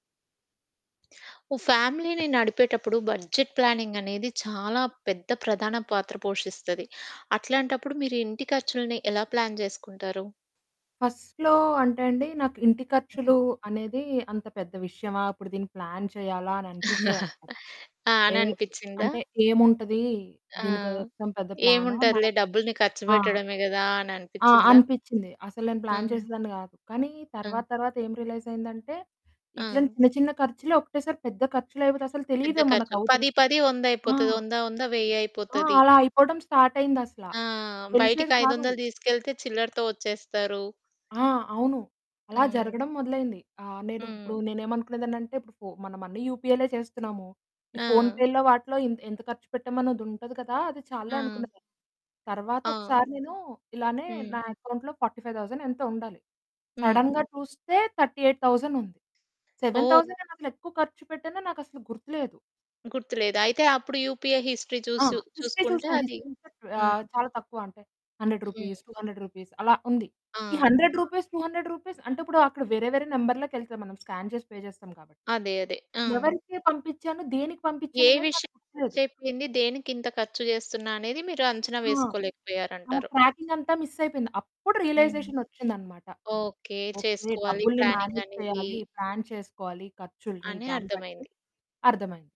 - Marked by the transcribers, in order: in English: "ఫ్యామిలీని"; static; in English: "బడ్జెట్ ప్లానింగ్"; in English: "ప్లాన్"; in English: "ఫస్ట్‌లో"; in English: "ప్లాన్"; chuckle; in English: "ప్లాన్"; other background noise; in English: "స్టార్ట్"; in English: "యూపీఐలే"; in English: "ఫోన్‌పే‌లో"; in English: "అకౌంట్‌లో ఫార్టీ ఫైవ్ థౌసండ్"; in English: "సడెన్‌గా"; in English: "థర్టీ ఎయిట్ థౌసండ్"; in English: "సెవెన్ థౌసండ్"; in English: "యూపీఐ హిస్టరీ"; in English: "హిస్టరీ"; in English: "హిస్టరీ"; in English: "హండ్రెడ్ రూపీస్ టూ హండ్రెడ్ రూపీస్"; in English: "హండ్రెడ్ రూపీస్ టూ హండ్రెడ్ రూపీస్"; in English: "స్కాన్"; in English: "పే"; distorted speech; tapping; in English: "మిస్"; in English: "రియలైజేషన్"; in English: "మేనేజ్"; in English: "ప్లాన్"
- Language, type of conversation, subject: Telugu, podcast, మీరు ఇంటి ఖర్చులను ఎలా ప్రణాళిక చేసుకుంటారు?